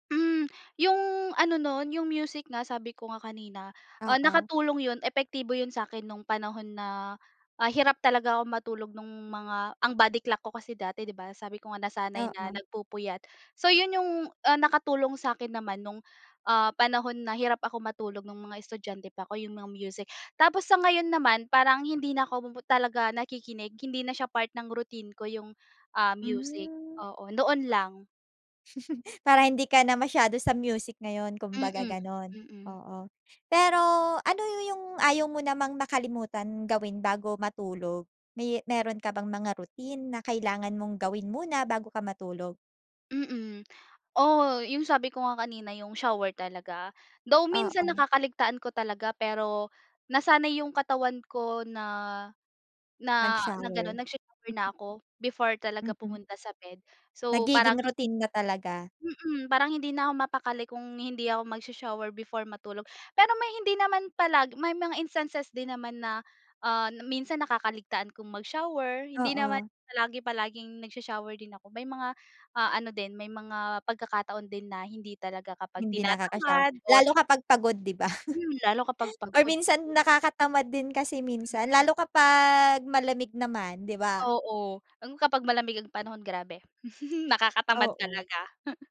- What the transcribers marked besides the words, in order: in English: "body clock"; in English: "part ng routine"; in English: "routine"; in English: "Though"; in English: "routine"; in English: "instances"; laugh; chuckle
- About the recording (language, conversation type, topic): Filipino, podcast, Ano ang ginagawa mo bago matulog para mas mahimbing ang tulog mo?